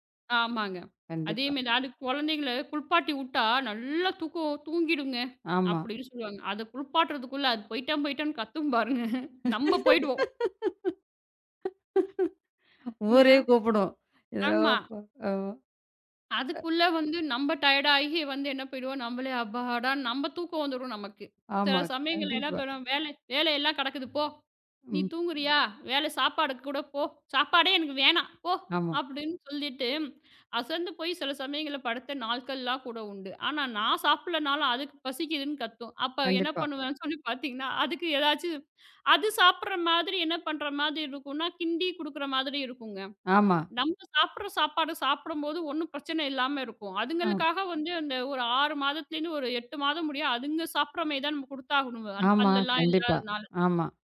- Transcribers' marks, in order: "மாரி" said as "மெரி"; "அந்த" said as "அது"; laugh; laughing while speaking: "ஊரே கூப்புடும். ஆமா"; unintelligible speech; in English: "டயர்டு"; "என்ன பண்ணுவோ" said as "எல்லா பண்ணுவோ"; other noise; "மாரி" said as "மெரி"
- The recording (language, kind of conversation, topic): Tamil, podcast, ஒரு புதிதாகப் பிறந்த குழந்தை வந்தபிறகு உங்கள் வேலை மற்றும் வீட்டின் அட்டவணை எப்படி மாற்றமடைந்தது?